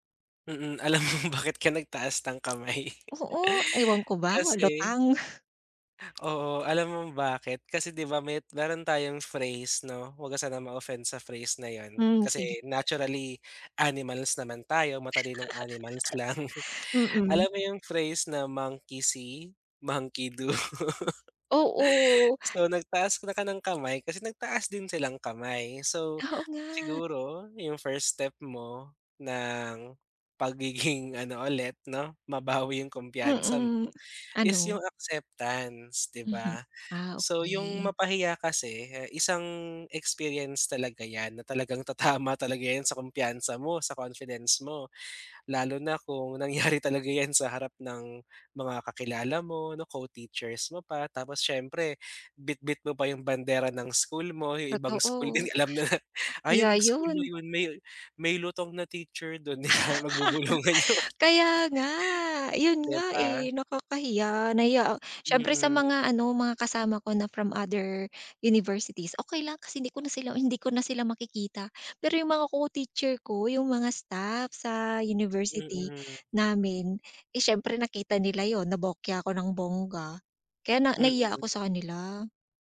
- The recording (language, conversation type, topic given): Filipino, advice, Paano ako makakabawi sa kumpiyansa sa sarili pagkatapos mapahiya?
- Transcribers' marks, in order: laughing while speaking: "Alam mo bakit ka nagtaas ng kamay?"; other background noise; tapping; chuckle; laugh; in English: "Monkey see, monkey do"; laugh; chuckle; chuckle; laughing while speaking: "nangyari"; laughing while speaking: "na"; laugh; laughing while speaking: "Kaya magbubulungan yung mga"